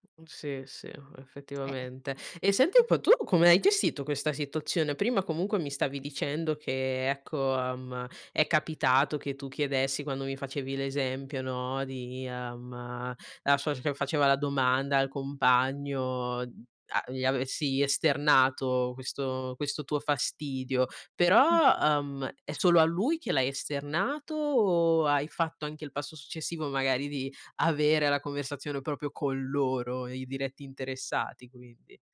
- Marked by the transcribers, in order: other background noise; unintelligible speech
- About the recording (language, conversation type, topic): Italian, podcast, Quali limiti andrebbero stabiliti con i suoceri, secondo te?